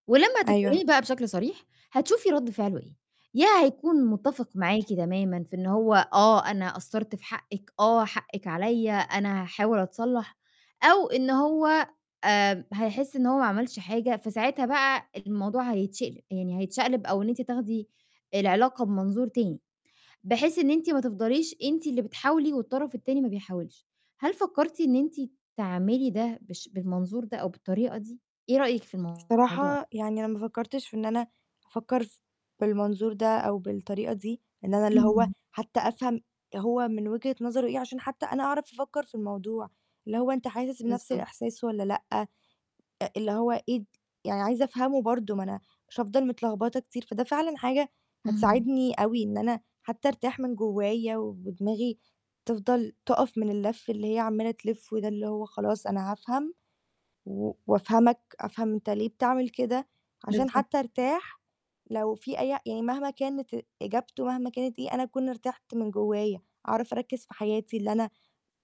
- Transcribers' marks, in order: tapping; distorted speech; static
- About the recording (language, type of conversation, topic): Arabic, advice, إزاي أقدر أحافظ على علاقتي عن بُعد رغم الصعوبات؟